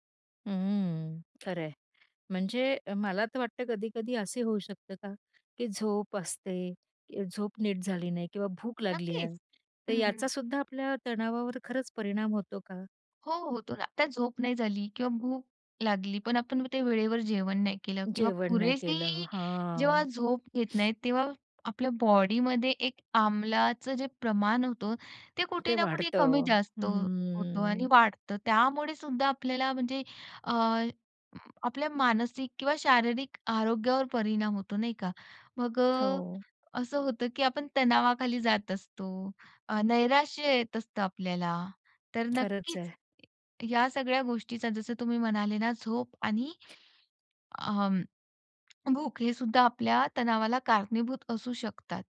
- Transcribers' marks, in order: other noise; drawn out: "हम्म"
- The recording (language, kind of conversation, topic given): Marathi, podcast, तुम्हाला तणावाची लक्षणे कशी लक्षात येतात?